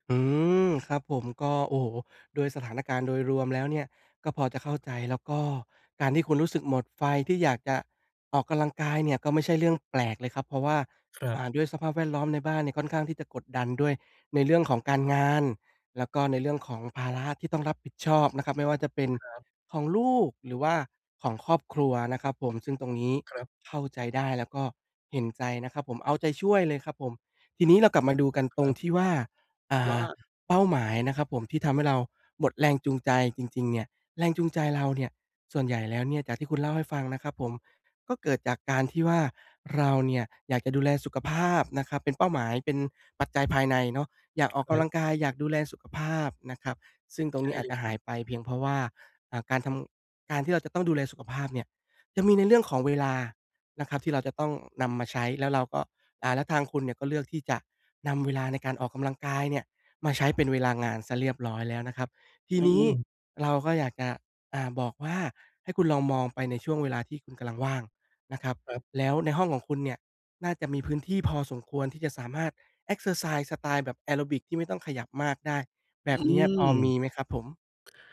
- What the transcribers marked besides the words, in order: other noise; other background noise
- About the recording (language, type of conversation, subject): Thai, advice, ควรทำอย่างไรเมื่อหมดแรงจูงใจในการทำสิ่งที่ชอบ?